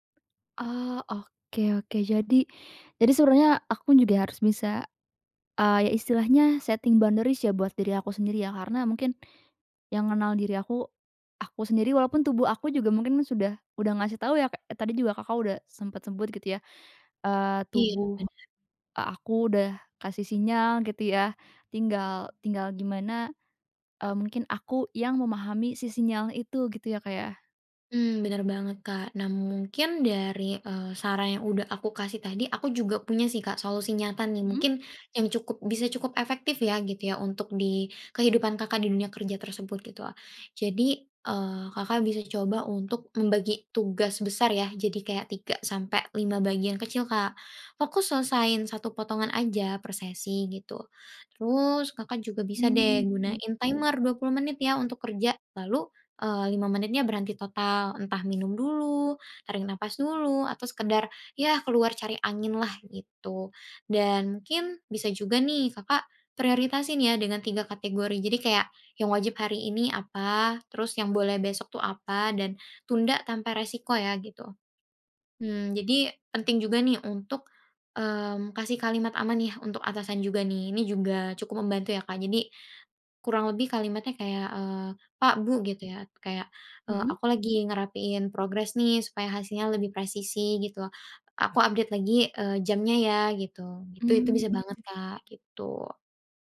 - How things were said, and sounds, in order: in English: "setting boundaries"; fan; tapping; in English: "timer"; other background noise; in English: "update"
- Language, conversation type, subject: Indonesian, advice, Bagaimana cara berhenti menunda semua tugas saat saya merasa lelah dan bingung?